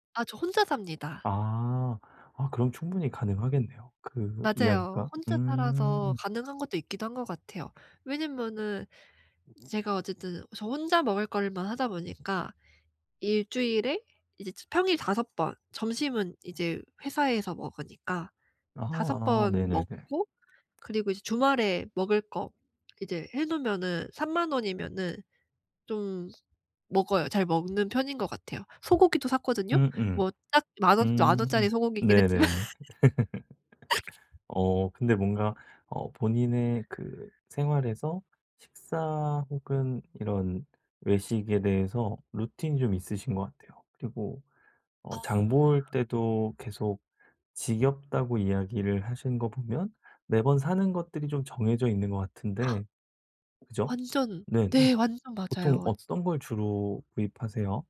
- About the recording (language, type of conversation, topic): Korean, advice, 한정된 예산으로 건강한 한 주 식단을 어떻게 계획하기 시작하면 좋을까요?
- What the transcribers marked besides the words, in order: other background noise; tapping; laugh; laughing while speaking: "했지만"; gasp